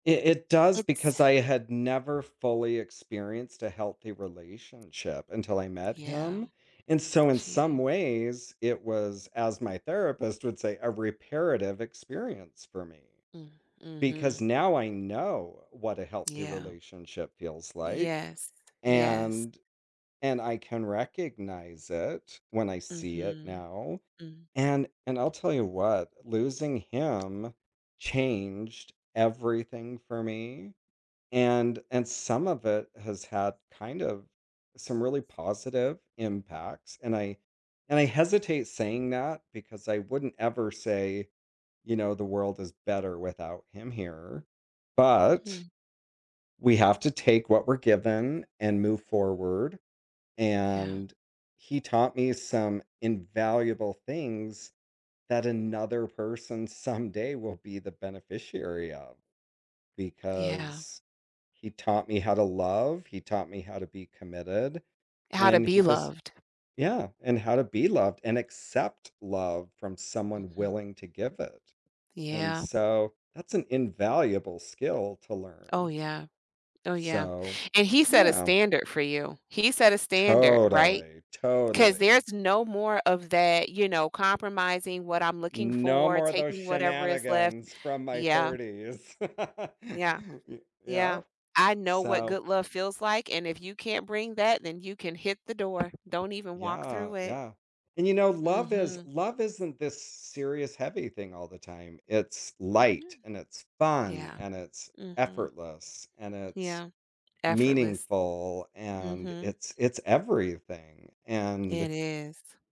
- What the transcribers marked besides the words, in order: tapping; other background noise; laughing while speaking: "someday"; laugh
- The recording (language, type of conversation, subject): English, unstructured, How has your understanding of love changed over time?
- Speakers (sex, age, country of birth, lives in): female, 45-49, United States, United States; male, 50-54, United States, United States